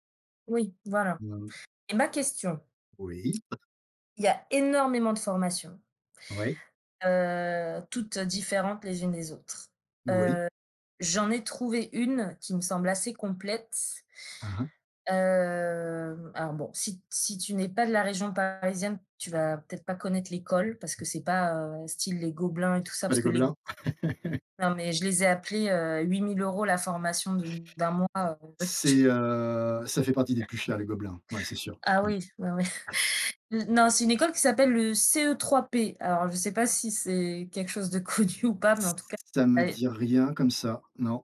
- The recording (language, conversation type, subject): French, unstructured, Quel métier te rendrait vraiment heureux, et pourquoi ?
- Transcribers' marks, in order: other background noise; drawn out: "Hem"; laugh; chuckle; chuckle; unintelligible speech